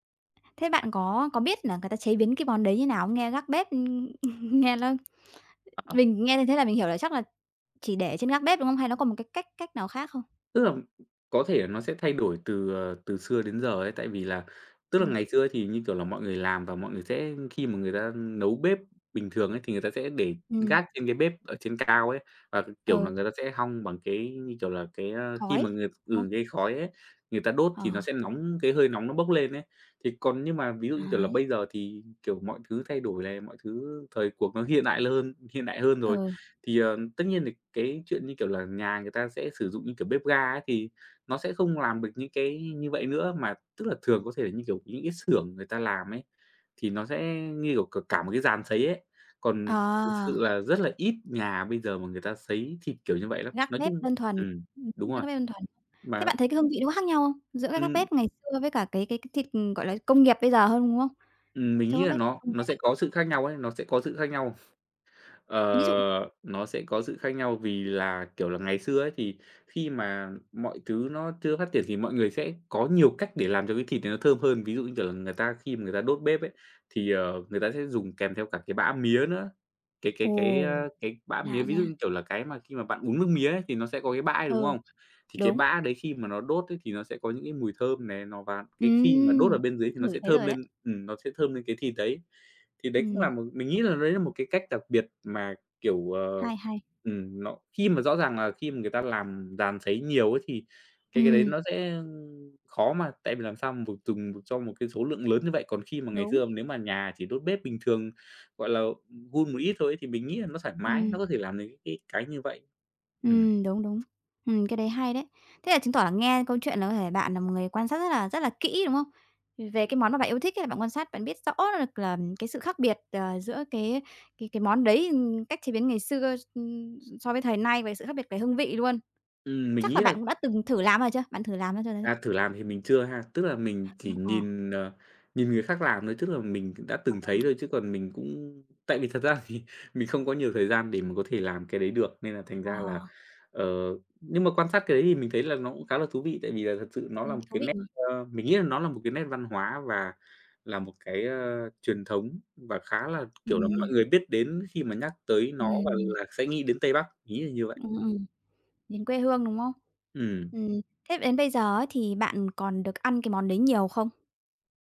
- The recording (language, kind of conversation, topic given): Vietnamese, podcast, Món ăn nhà ai gợi nhớ quê hương nhất đối với bạn?
- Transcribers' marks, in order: tapping; laugh; unintelligible speech; other background noise; laughing while speaking: "thì"